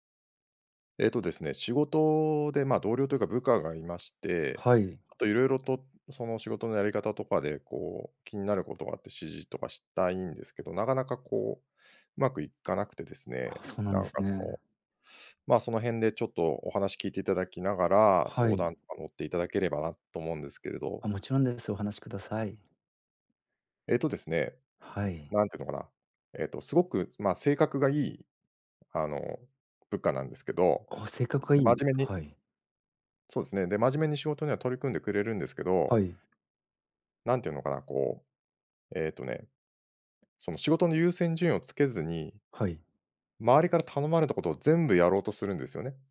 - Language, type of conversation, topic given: Japanese, advice, 仕事で同僚に改善点のフィードバックをどのように伝えればよいですか？
- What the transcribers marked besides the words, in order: none